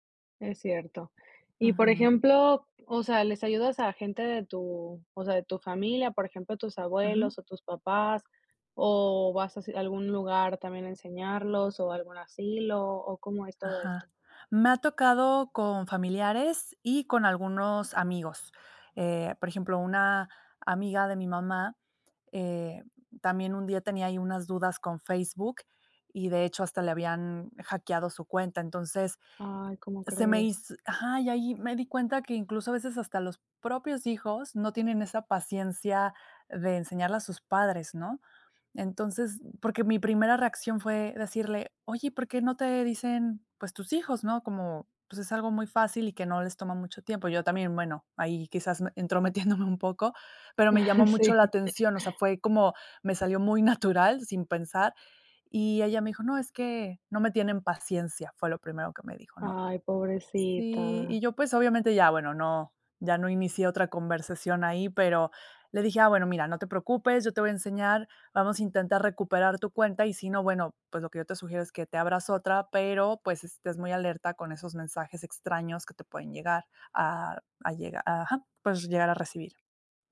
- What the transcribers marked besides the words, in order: chuckle; chuckle; chuckle; sad: "Ay, pobrecita"
- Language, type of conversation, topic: Spanish, podcast, ¿Cómo enseñar a los mayores a usar tecnología básica?